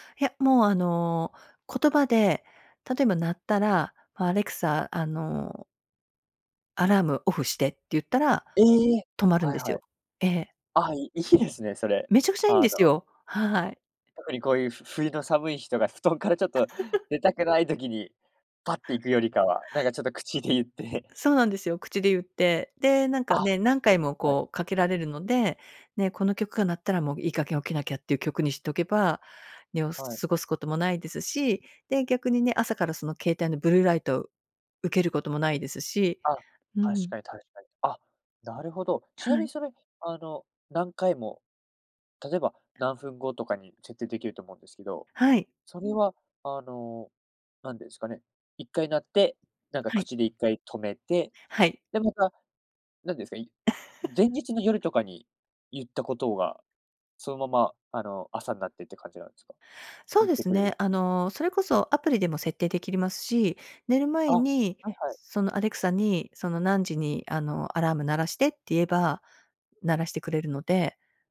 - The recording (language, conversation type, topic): Japanese, podcast, デジタルデトックスを試したことはありますか？
- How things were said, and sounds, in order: surprised: "ええ"; other background noise; chuckle; laughing while speaking: "口で言って"; chuckle